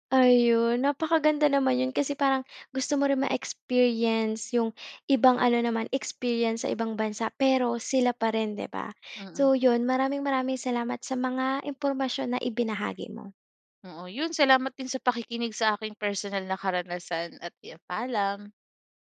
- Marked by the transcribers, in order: none
- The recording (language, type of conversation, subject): Filipino, podcast, Puwede mo bang ikuwento ang konsiyertong hindi mo malilimutan?